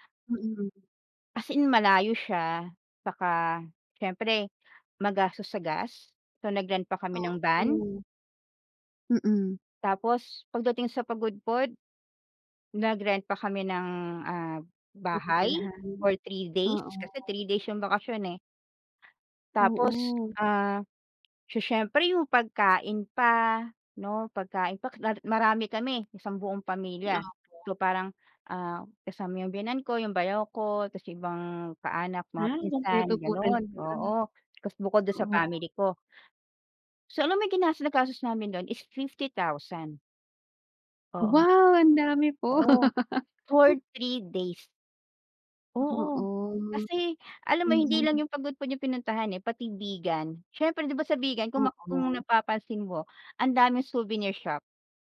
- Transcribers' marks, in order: other background noise; laugh
- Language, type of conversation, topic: Filipino, unstructured, Bakit sa tingin mo mahalagang maglakbay kahit mahal ang gastos?